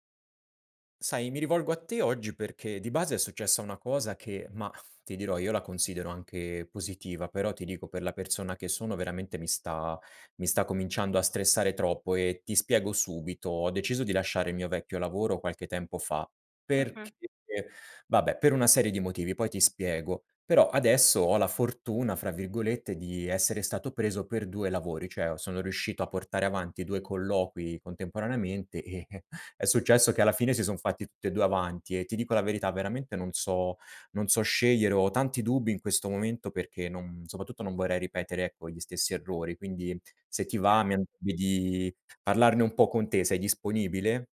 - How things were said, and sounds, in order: chuckle; other background noise
- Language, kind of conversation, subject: Italian, advice, decidere tra due offerte di lavoro